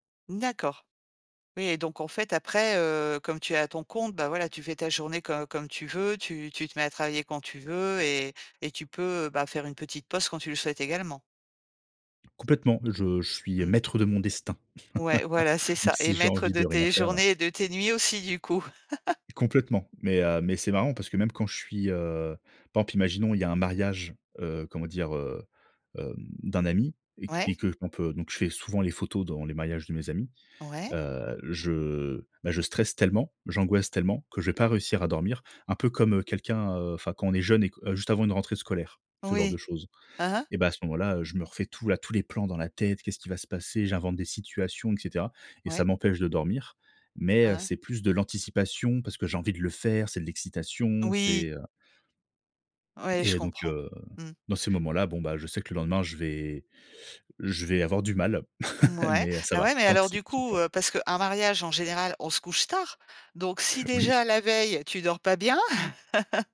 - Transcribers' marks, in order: laugh; chuckle; chuckle; laughing while speaking: "Oui"; chuckle
- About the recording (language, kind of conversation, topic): French, podcast, Comment gères-tu les nuits où tu n’arrives pas à dormir ?